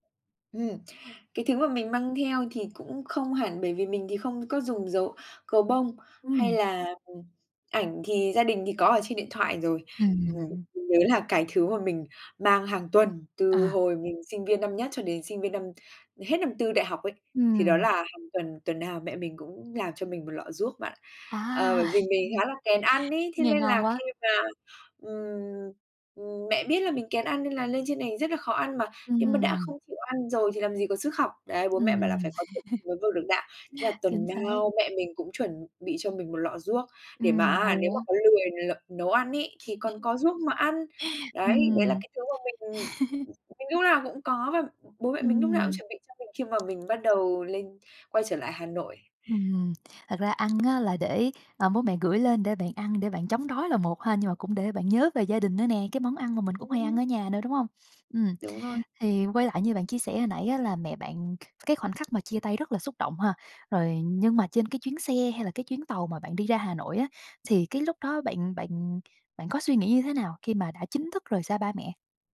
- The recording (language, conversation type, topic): Vietnamese, podcast, Lần đầu tiên bạn phải rời xa gia đình là khi nào, và điều gì khiến bạn quyết định ra đi?
- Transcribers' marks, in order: tapping; laugh; other background noise; laugh; laugh; laugh